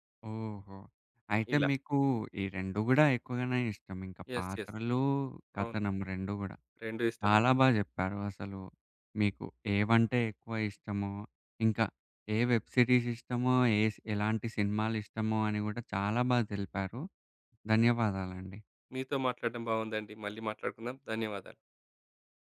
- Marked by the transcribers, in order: tapping; in English: "యెస్. యెస్"; in English: "వెబ్ సిరీస్"
- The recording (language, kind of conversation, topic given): Telugu, podcast, పాత్రలేనా కథనమా — మీకు ఎక్కువగా హృదయాన్ని తాకేది ఏది?